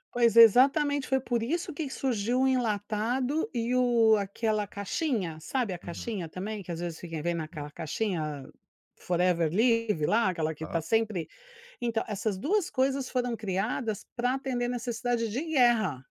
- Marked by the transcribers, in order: none
- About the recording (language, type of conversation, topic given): Portuguese, advice, Como posso me organizar melhor para cozinhar refeições saudáveis tendo pouco tempo?